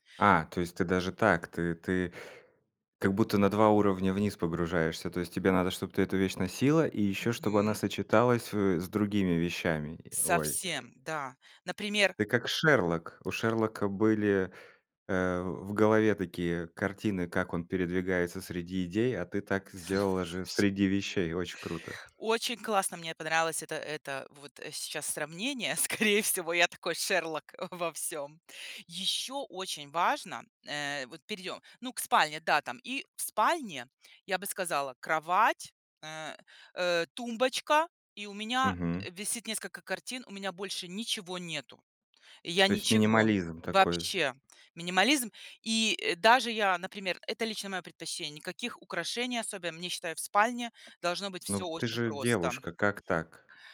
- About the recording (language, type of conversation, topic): Russian, podcast, Как вы организуете пространство в маленькой квартире?
- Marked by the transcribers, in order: other noise; grunt; tapping; other background noise; laughing while speaking: "Слу слушай"; laughing while speaking: "Скорее всего, я такой Шерлок во всём"